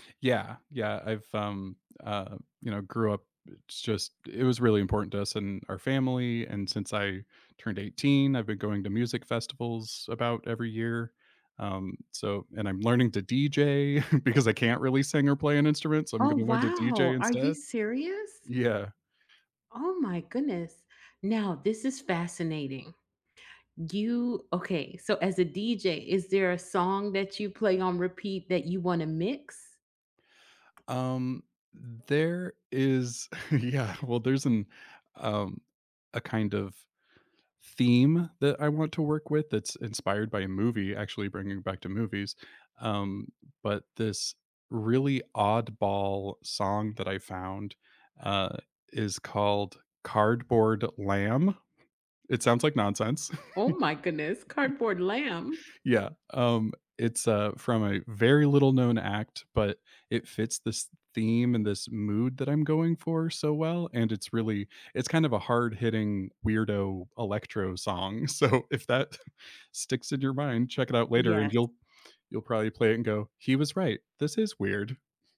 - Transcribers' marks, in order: chuckle; surprised: "Oh wow! Are you serious?"; tapping; laughing while speaking: "Yeah"; chuckle; laughing while speaking: "so"; chuckle; other background noise
- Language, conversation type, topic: English, unstructured, What song or podcast is currently on repeat for you?
- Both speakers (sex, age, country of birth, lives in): female, 55-59, United States, United States; male, 40-44, United States, United States